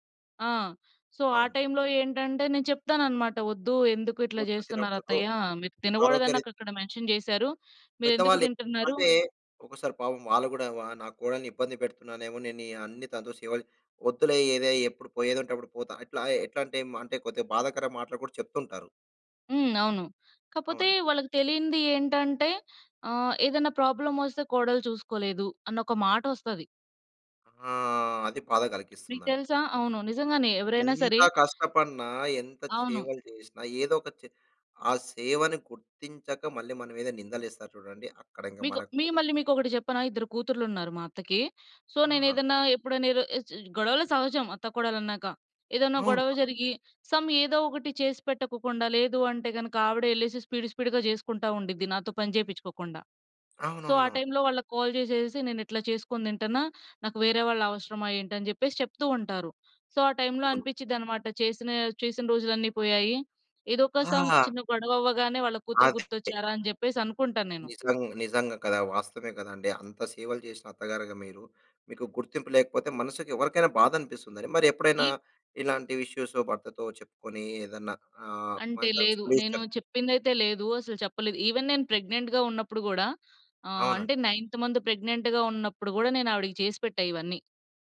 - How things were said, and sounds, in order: in English: "సో"; in English: "మెన్షన్"; other noise; "కస్టపడిన" said as "కష్టపన్నా"; in English: "సో"; in English: "సమ్"; in English: "స్పీడు స్పీడు‌గా"; in English: "సో"; in English: "కాల్"; in English: "సో"; in English: "సమ్"; other background noise; in English: "ఇష్యూస్"; unintelligible speech; in English: "ఈవెన్"; in English: "ప్రెగ్నెంట్‌గా"; in English: "నైన్త్ మంత్ ప్రెగ్నెంట్‌గా"
- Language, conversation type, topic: Telugu, podcast, పెద్దవారిని సంరక్షించేటపుడు మీ దినచర్య ఎలా ఉంటుంది?